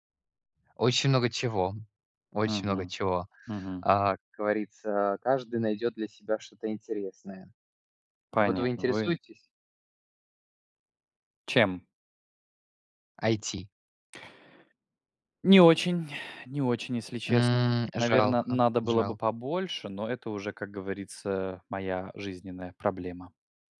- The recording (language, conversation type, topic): Russian, unstructured, Как хобби помогает заводить новых друзей?
- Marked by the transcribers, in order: tapping